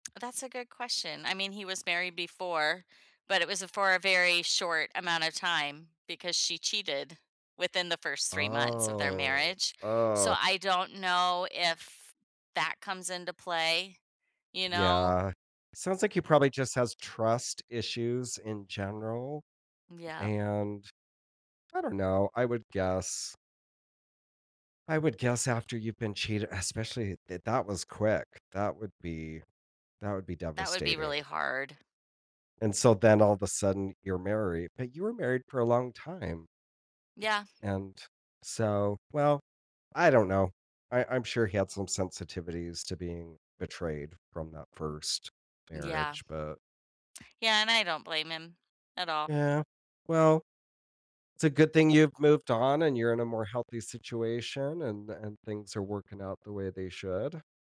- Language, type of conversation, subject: English, unstructured, What should you do if your partner lies to you?
- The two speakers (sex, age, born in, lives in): female, 50-54, United States, United States; male, 50-54, United States, United States
- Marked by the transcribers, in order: drawn out: "Oh"; other background noise